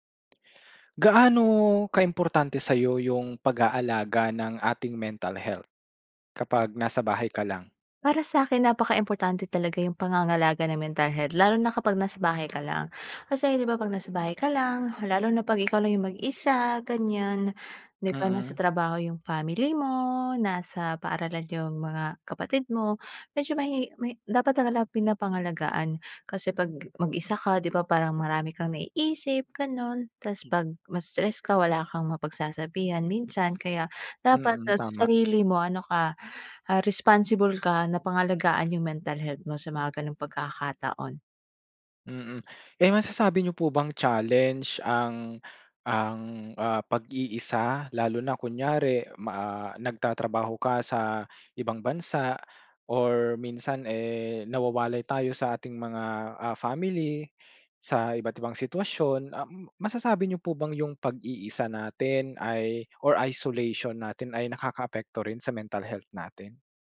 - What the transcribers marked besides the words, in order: in English: "responsible"; in English: "isolation"
- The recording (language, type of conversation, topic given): Filipino, podcast, Paano mo pinapangalagaan ang iyong kalusugang pangkaisipan kapag nasa bahay ka lang?